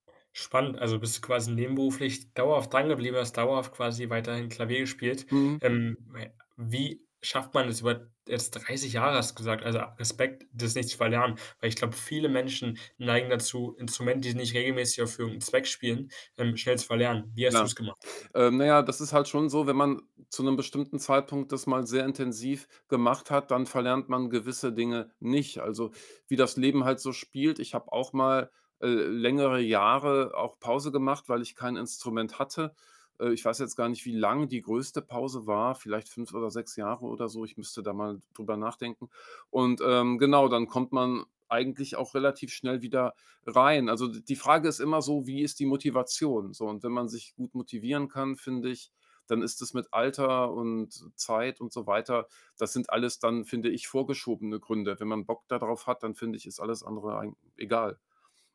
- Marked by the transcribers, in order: unintelligible speech
- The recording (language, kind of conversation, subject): German, podcast, Wie lernst du am besten, ein neues Musikinstrument zu spielen?